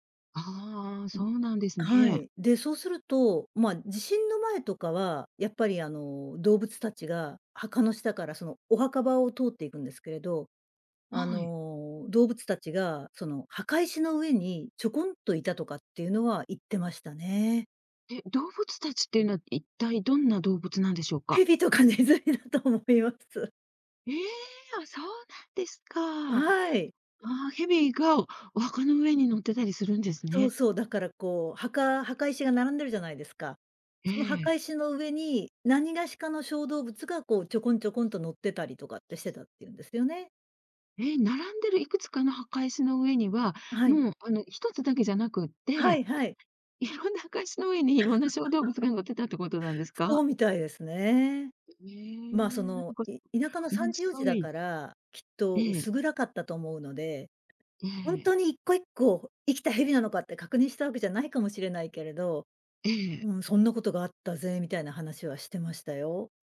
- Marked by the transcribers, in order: laughing while speaking: "ネズミだと思います"; tapping; laugh; other background noise
- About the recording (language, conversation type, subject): Japanese, podcast, 祖父母から聞いた面白い話はありますか？
- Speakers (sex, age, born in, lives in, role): female, 55-59, Japan, Japan, guest; female, 60-64, Japan, Japan, host